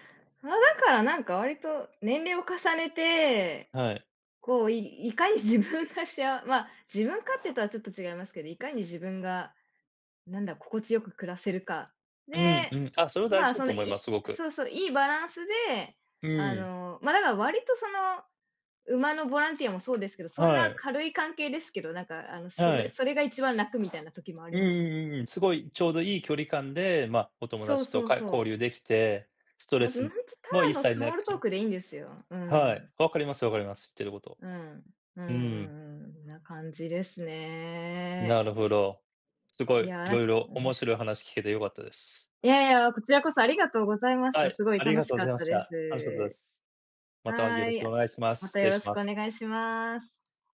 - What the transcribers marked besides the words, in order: laughing while speaking: "自分がしあ"; other background noise; tapping
- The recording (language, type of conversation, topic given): Japanese, unstructured, 趣味を通じて友達を作ることは大切だと思いますか？
- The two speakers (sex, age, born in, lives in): female, 35-39, Japan, United States; male, 40-44, Japan, United States